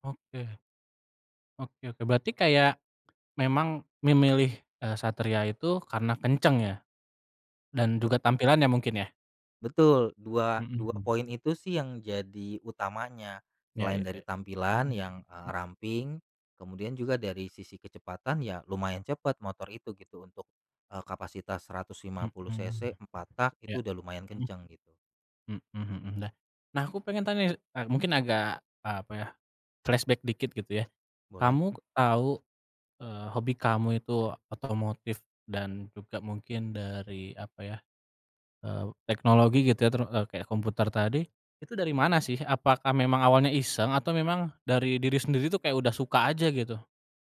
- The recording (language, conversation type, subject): Indonesian, podcast, Bisa ceritakan bagaimana kamu mulai tertarik dengan hobi ini?
- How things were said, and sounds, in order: other background noise; tapping; in English: "flashback"